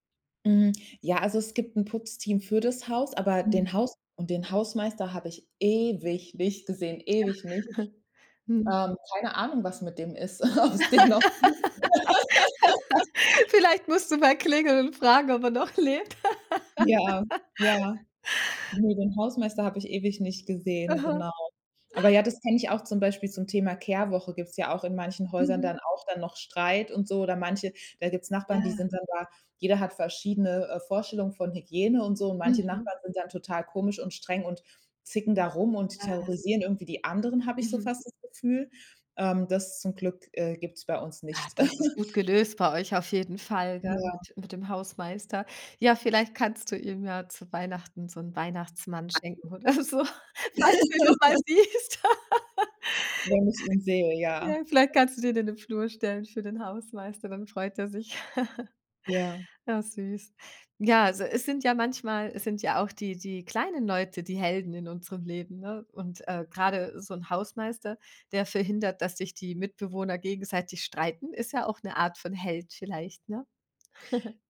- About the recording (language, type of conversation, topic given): German, podcast, Wie kann man das Vertrauen in der Nachbarschaft stärken?
- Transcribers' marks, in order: stressed: "ewig"; chuckle; laugh; laughing while speaking: "ob's den noch gibt"; laugh; laugh; chuckle; unintelligible speech; laugh; laughing while speaking: "so, falls du ihn noch mal siehst"; laugh; chuckle; chuckle